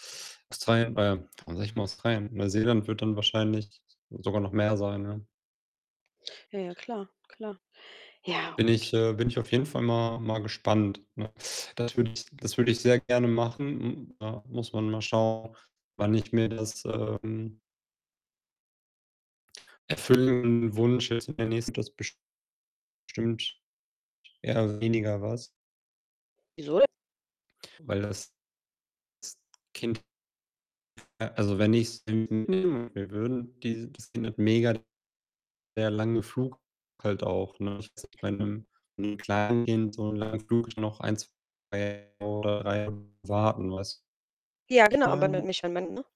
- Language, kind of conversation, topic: German, unstructured, Wohin reist du am liebsten und warum?
- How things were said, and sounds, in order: other background noise; distorted speech; unintelligible speech; unintelligible speech; unintelligible speech